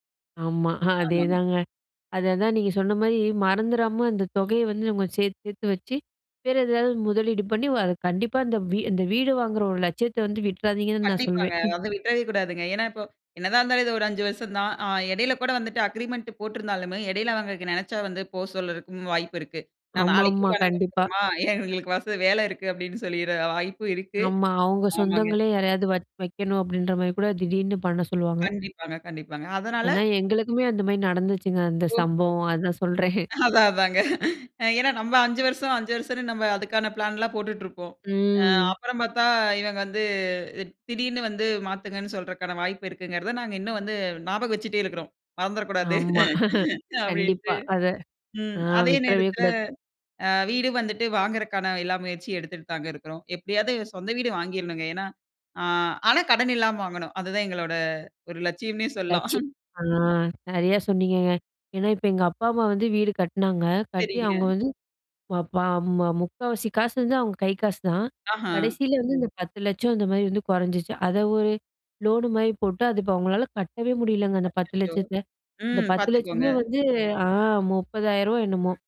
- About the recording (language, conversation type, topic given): Tamil, podcast, வீடு வாங்கலாமா அல்லது வாடகை வீட்டிலேயே தொடரலாமா என்று முடிவெடுப்பது எப்படி?
- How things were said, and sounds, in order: in English: "அக்ரீமெண்ட்"; laughing while speaking: "அதான், அதாங்க"; chuckle; laughing while speaking: "மறந்துறக்கூடாது அப்பிடின்ட்டு"; laugh; chuckle